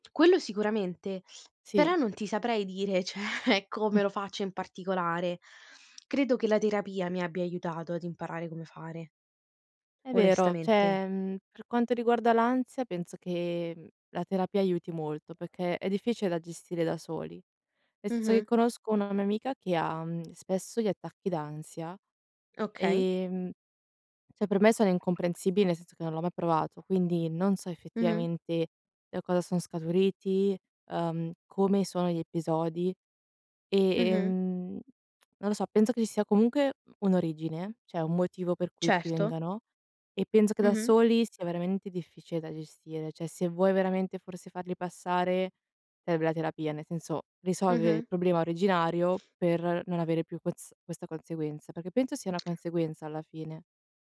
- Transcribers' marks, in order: laughing while speaking: "ceh"; "cioè" said as "ceh"; "cioè" said as "ceh"; "Cioè" said as "ceh"
- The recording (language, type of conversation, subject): Italian, unstructured, Come affronti i momenti di ansia o preoccupazione?